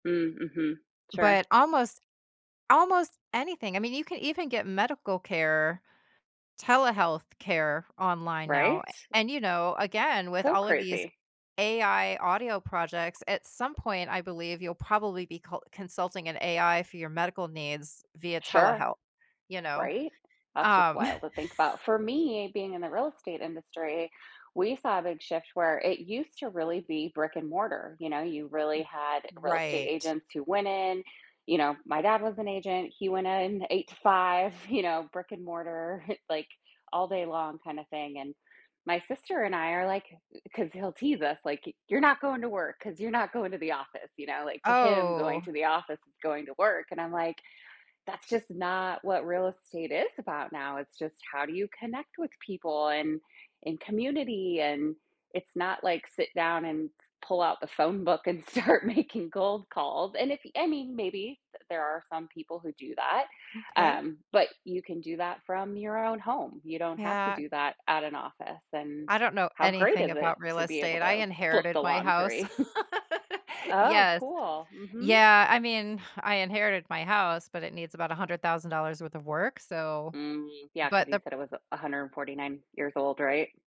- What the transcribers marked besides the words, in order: tapping; other background noise; chuckle; chuckle; drawn out: "Oh"; laughing while speaking: "start"; laugh; chuckle
- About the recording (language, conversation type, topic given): English, unstructured, How has remote work changed the way people balance their personal and professional lives?
- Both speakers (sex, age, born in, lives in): female, 45-49, United States, United States; female, 50-54, United States, United States